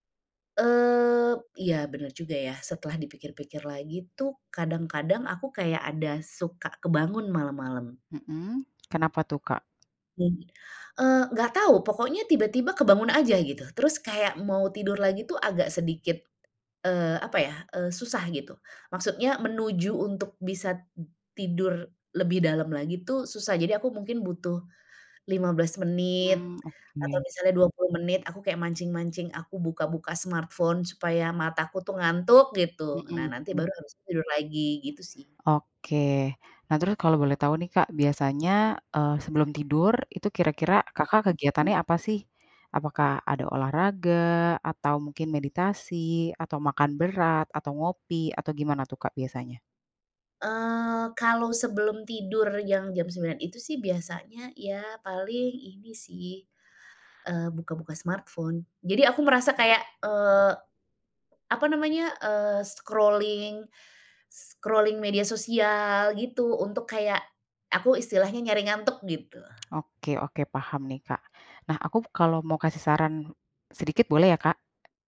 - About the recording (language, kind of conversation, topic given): Indonesian, advice, Mengapa saya bangun merasa lelah meski sudah tidur cukup lama?
- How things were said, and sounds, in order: in English: "smartphone"; in English: "smartphone"; other background noise; in English: "scrolling, scrolling"; tapping